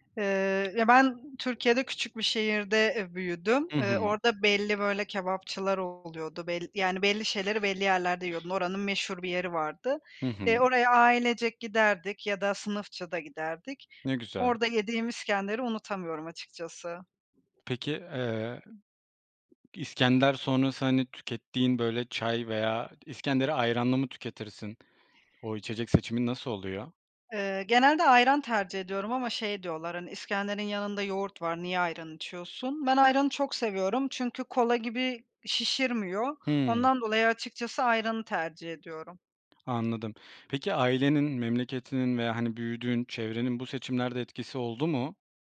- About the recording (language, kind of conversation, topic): Turkish, podcast, Hangi yemekler seni en çok kendin gibi hissettiriyor?
- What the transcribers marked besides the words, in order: other background noise; tapping